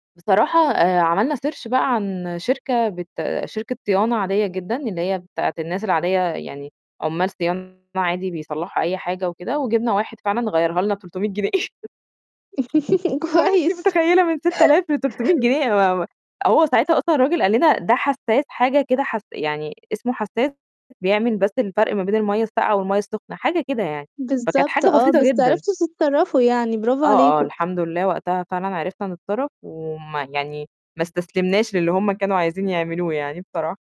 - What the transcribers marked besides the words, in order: in English: "search"; distorted speech; chuckle; other background noise; laughing while speaking: "اللي هو أنتِ متخيلة؟"; laugh; laughing while speaking: "كويس"; tapping
- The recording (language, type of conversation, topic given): Arabic, podcast, بصراحة، إزاي التكنولوجيا ممكن تسهّل علينا شغل البيت اليومي؟